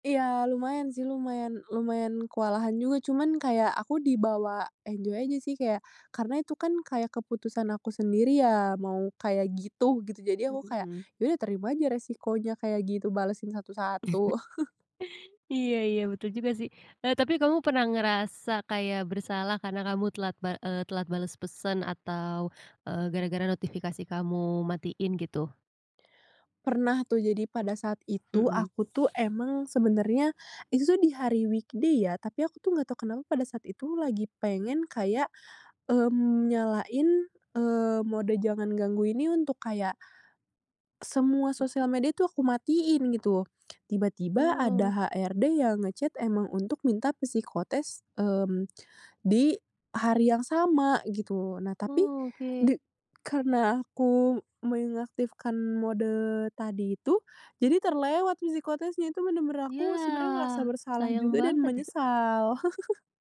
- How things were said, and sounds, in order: in English: "enjoy"; chuckle; other background noise; in English: "weekday"; in English: "nge-chat"; chuckle
- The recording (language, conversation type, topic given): Indonesian, podcast, Bagaimana cara kamu mengatasi gangguan notifikasi di ponsel?